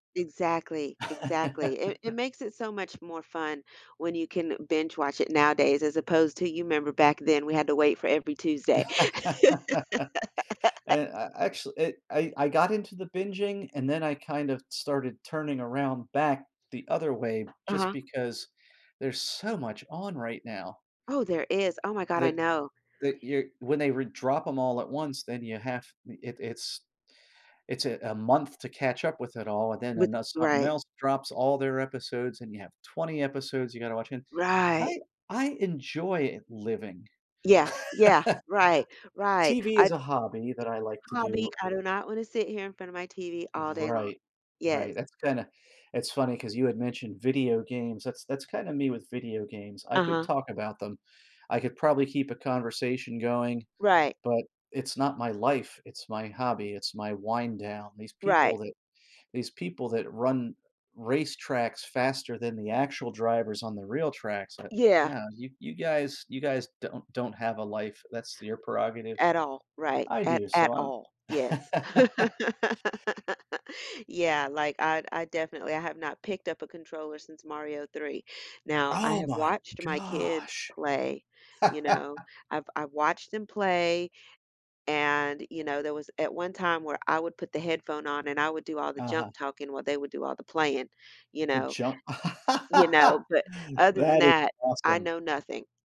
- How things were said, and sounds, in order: laugh; laugh; laugh; other background noise; stressed: "so"; alarm; laugh; tapping; laugh; laugh; laugh
- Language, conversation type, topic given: English, unstructured, How would you spend a week with unlimited parks and museums access?